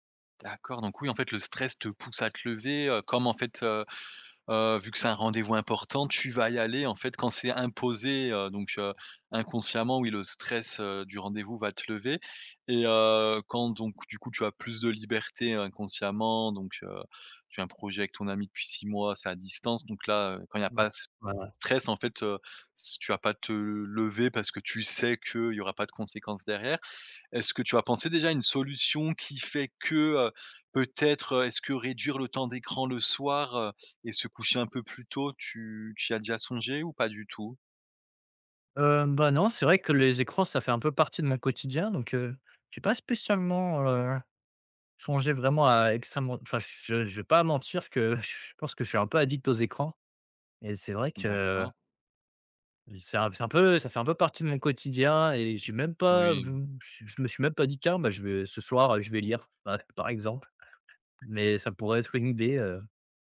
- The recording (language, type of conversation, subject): French, advice, Incapacité à se réveiller tôt malgré bonnes intentions
- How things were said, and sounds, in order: unintelligible speech; stressed: "sais"; chuckle